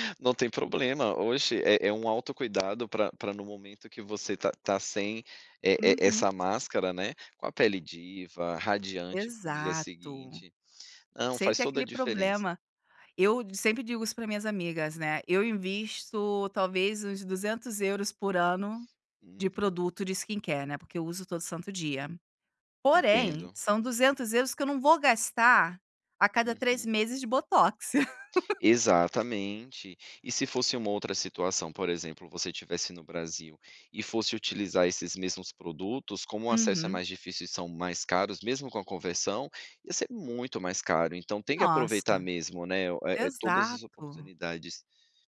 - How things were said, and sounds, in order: tapping; in English: "skincare"; laugh
- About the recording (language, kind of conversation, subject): Portuguese, podcast, O que não pode faltar no seu ritual antes de dormir?